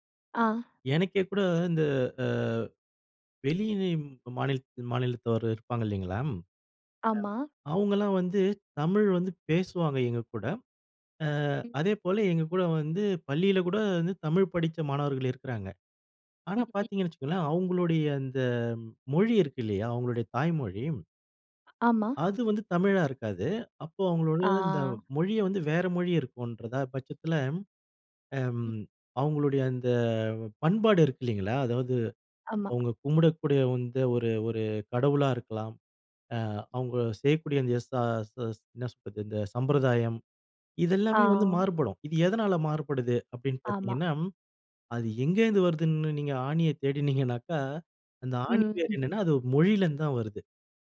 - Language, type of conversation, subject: Tamil, podcast, தாய்மொழி உங்கள் அடையாளத்திற்கு எவ்வளவு முக்கியமானது?
- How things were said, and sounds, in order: unintelligible speech; drawn out: "ஆ"; drawn out: "ஆ"; chuckle; other background noise